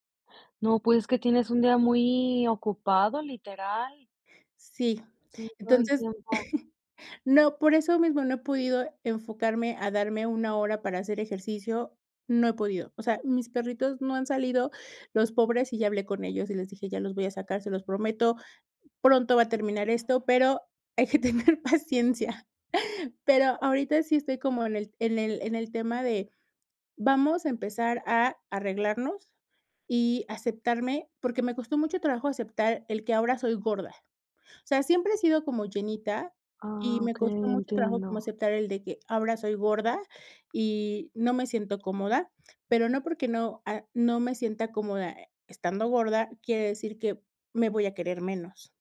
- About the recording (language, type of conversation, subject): Spanish, podcast, ¿Qué pequeños cambios recomiendas para empezar a aceptarte hoy?
- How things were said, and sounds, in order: chuckle; laughing while speaking: "hay que tener paciencia"; other background noise